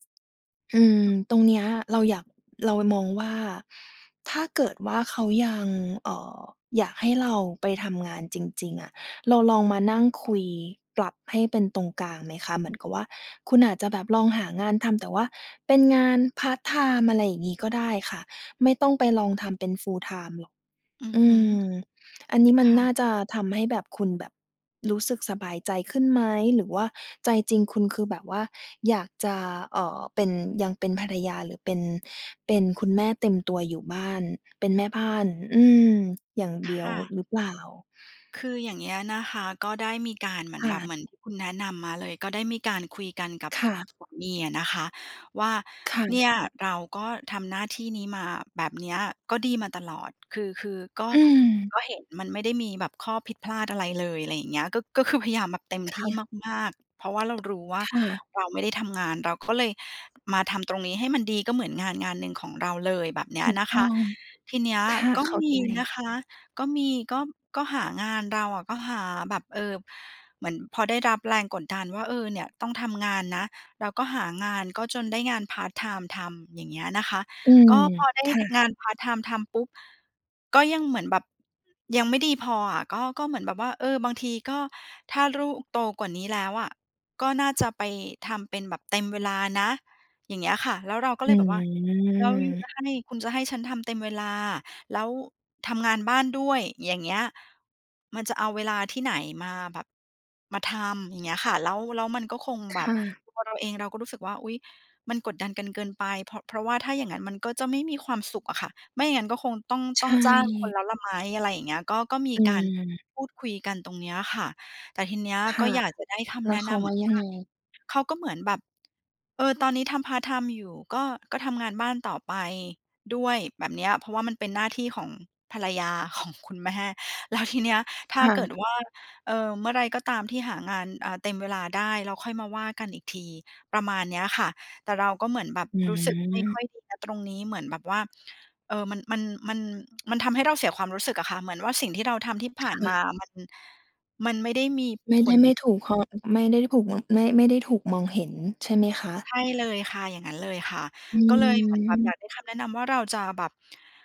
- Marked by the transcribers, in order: other background noise; in English: "full-time"; tapping; drawn out: "อืม"; laughing while speaking: "ของคุณแม่ แล้วทีเนี้ย"; tsk
- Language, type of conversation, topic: Thai, advice, คุณรู้สึกอย่างไรเมื่อเผชิญแรงกดดันให้ยอมรับบทบาททางเพศหรือหน้าที่ที่สังคมคาดหวัง?